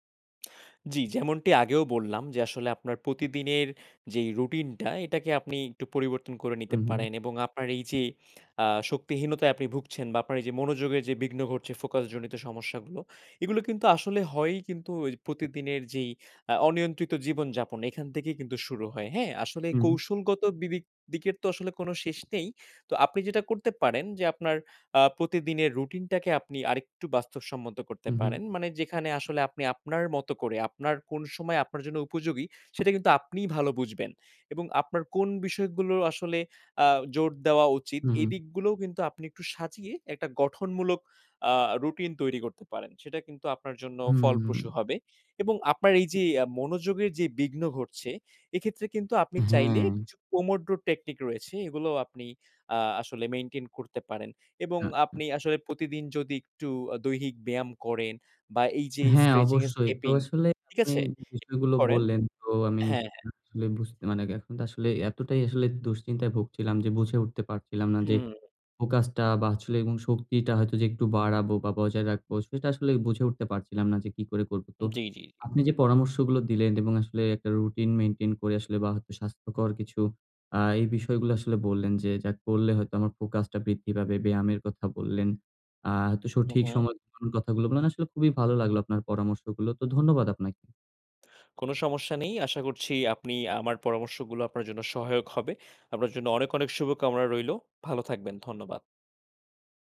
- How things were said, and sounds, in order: tapping; "বিবেক" said as "বিবিক"; other background noise; unintelligible speech; "বা আসলে" said as "বাছলে"; unintelligible speech
- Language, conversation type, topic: Bengali, advice, কীভাবে আমি দীর্ঘ সময় মনোযোগ ধরে রেখে কর্মশক্তি বজায় রাখতে পারি?